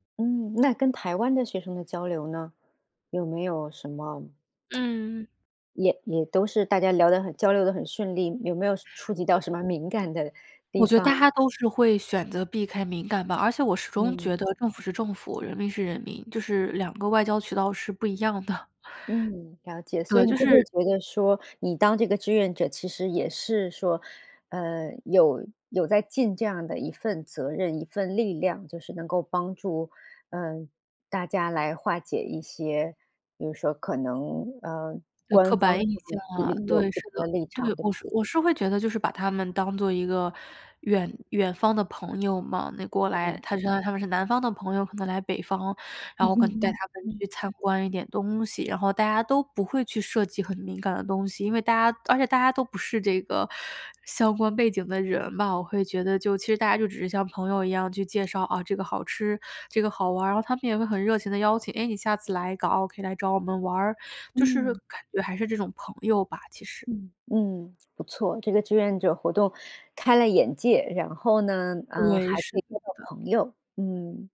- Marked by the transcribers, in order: lip smack; chuckle; unintelligible speech; chuckle
- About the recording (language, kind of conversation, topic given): Chinese, podcast, 你愿意分享一次你参与志愿活动的经历和感受吗？